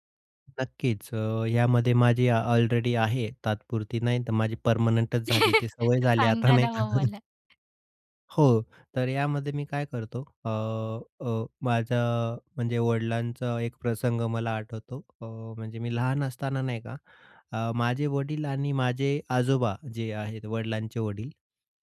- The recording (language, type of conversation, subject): Marathi, podcast, भूक आणि जेवणाची ठरलेली वेळ यांतला फरक तुम्ही कसा ओळखता?
- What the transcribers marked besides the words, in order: in English: "अलरेडी"; in English: "परमनंटच"; chuckle; laughing while speaking: "आता, नाही का"